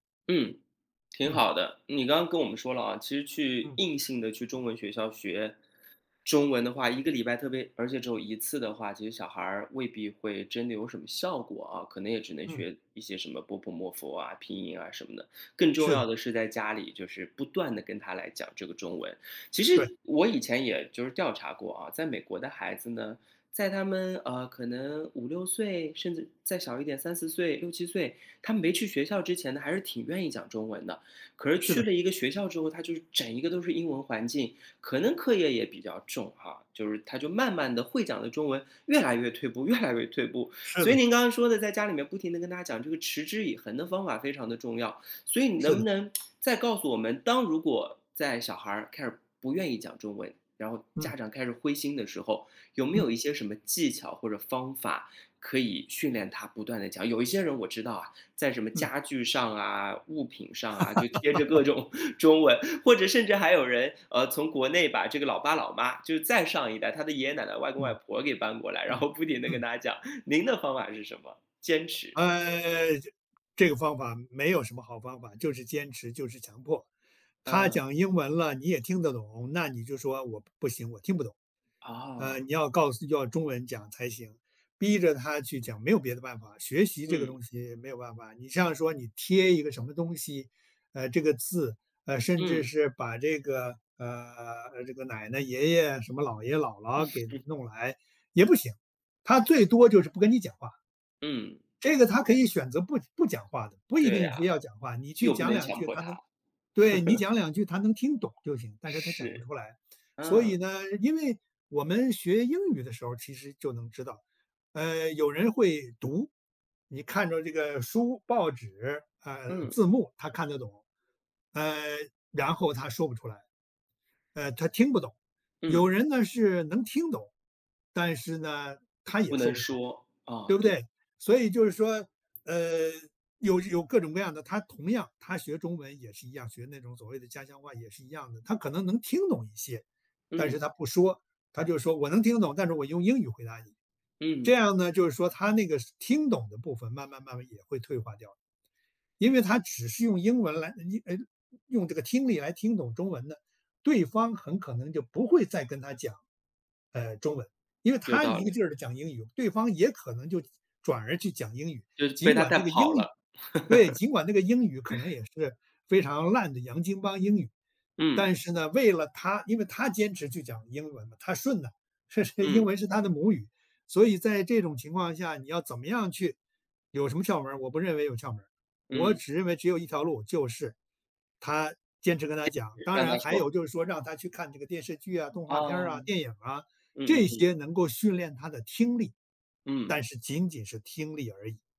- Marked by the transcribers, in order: other background noise; laughing while speaking: "越来"; tsk; laughing while speaking: "各种"; chuckle; laugh; laughing while speaking: "然后"; chuckle; chuckle; tapping; chuckle
- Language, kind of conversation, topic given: Chinese, podcast, 你是怎么教孩子说家乡话或讲家族故事的？